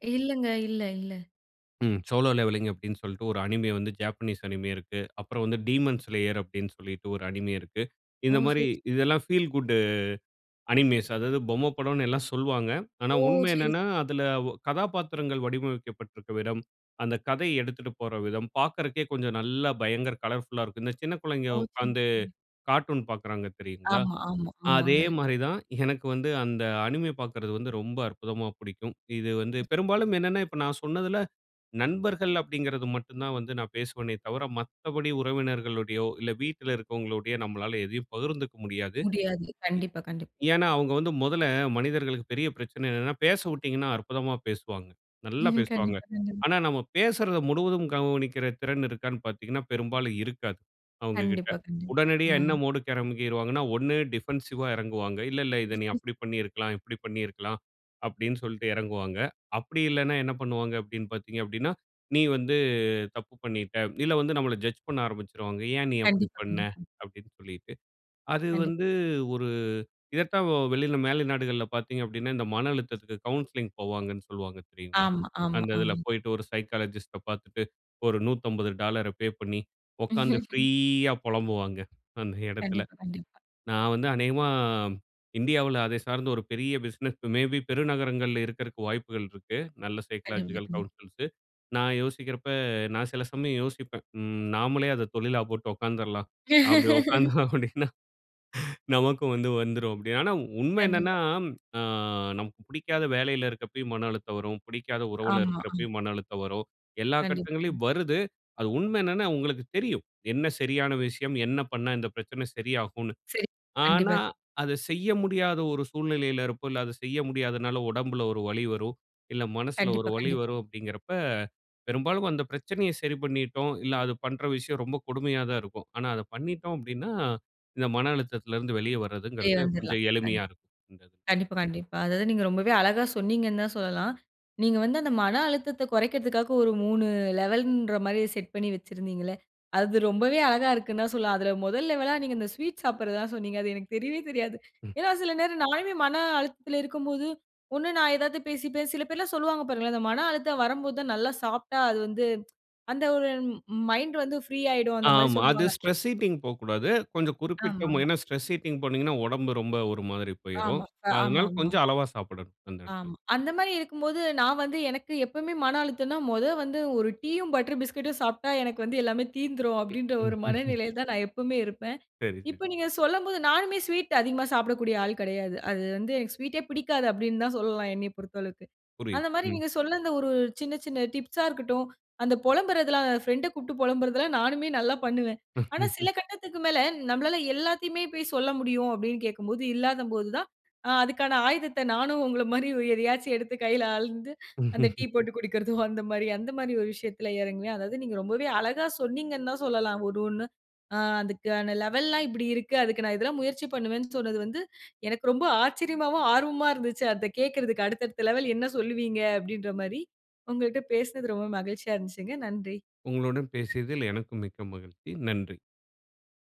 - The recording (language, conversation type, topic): Tamil, podcast, மனஅழுத்தம் வந்தால் நீங்கள் முதலில் என்ன செய்கிறீர்கள்?
- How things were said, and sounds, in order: in English: "சோலோ லெவெல்லிங்"; in English: "டீமோன் ஸ்லேயர்"; in English: "ஃபீல் குட் அனிமேஸ்"; in English: "கலர்ஃபுல்‌லா"; background speech; "பேசுறதை" said as "பேசுறத"; in English: "டிஃபென்சிவ்‌வா"; other noise; "இல்லை, இல்லை இதை" said as "இல்ல இல்ல இத"; "இல்லைனா" said as "இல்லனா"; "நம்மளை" said as "நம்மள"; in English: "சைக்காலஜிஸ்ட்‌ட"; laugh; drawn out: "ஃப்ரீயா"; in English: "சைக்காலஜிக்கல் கவுன்சில்ஸு"; laugh; laughing while speaking: "அப்படி உட்கார்ந்தோம் அப்படீன்னா"; "அதை" said as "அத"; "இல்லை, அதை" said as "இல்ல, அத"; "இல்லை" said as "இல்ல"; "அதை" said as "அத"; "அழுத்தத்தை" said as "அழுத்தத்த"; in English: "லெவல்ன்ற"; in English: "லெவலா"; "சாப்பிட்டா" said as "சாப்ட்டா"; in English: "மைண்ட்"; in English: "ஸ்ட்ரெஸ் ஈட்டிங்"; in English: "ஸ்ட்ரெஸ் ஈட்டிங்"; "சாப்பிட்டா" said as "சாப்ட்டா"; laugh; "ஃப்ரெண்டை கூப்பிட்டு" said as "ஃப்ரெண்ட கூப்ட்டு"; laugh; laugh; laughing while speaking: "குடிக்கிறதோ"; in English: "லெவல்லாம்"; "அதை" said as "அத"; in English: "லெவல்"